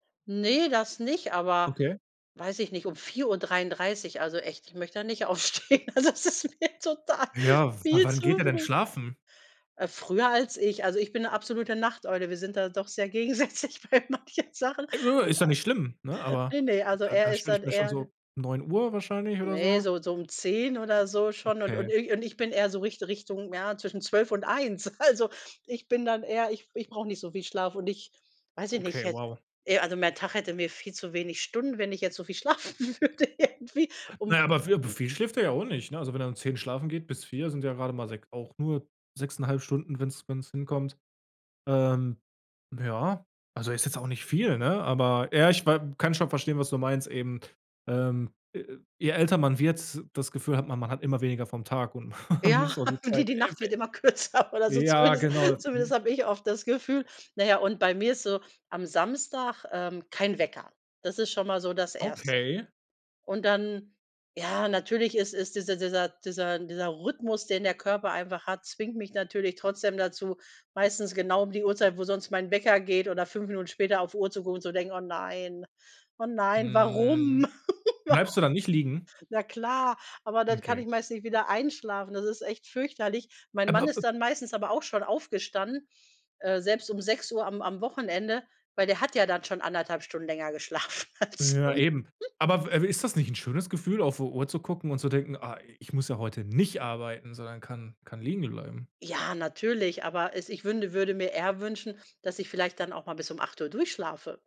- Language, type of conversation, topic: German, podcast, Wie sieht dein typischer Morgen aus?
- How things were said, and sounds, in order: laughing while speaking: "aufstehen. Also, das ist mir total viel zu früh"; laughing while speaking: "gegensätzlich bei manchen Sachen"; chuckle; laughing while speaking: "schlafen würde irgendwie"; laughing while speaking: "Ja"; giggle; laughing while speaking: "man"; laughing while speaking: "kürzer oder so"; sad: "Oh nein, oh nein, warum?"; drawn out: "Mhm"; laugh; laughing while speaking: "Waru"; laughing while speaking: "geschlafen als son"; stressed: "nicht"